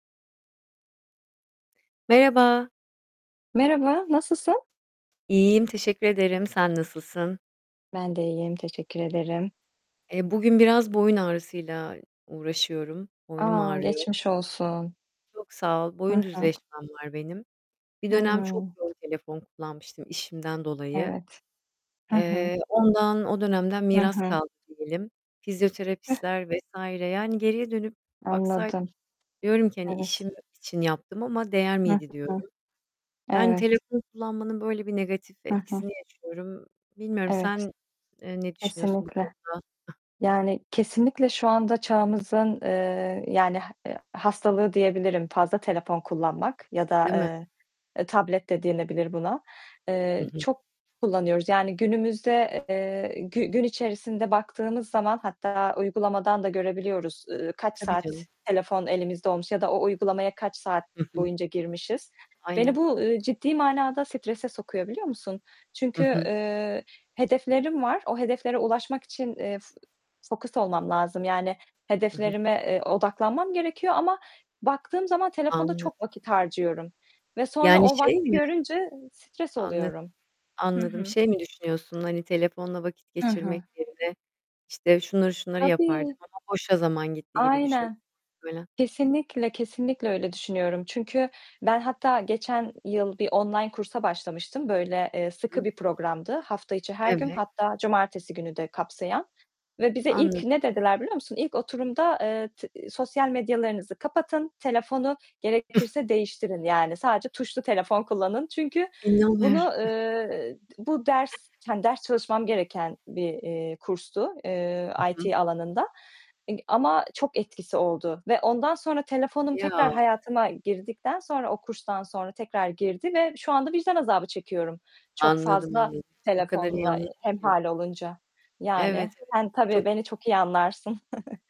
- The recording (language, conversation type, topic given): Turkish, unstructured, Gün içinde telefonunuzu elinizden bırakamamak sizi strese sokuyor mu?
- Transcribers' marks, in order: other background noise; distorted speech; static; tapping; giggle; unintelligible speech; giggle; giggle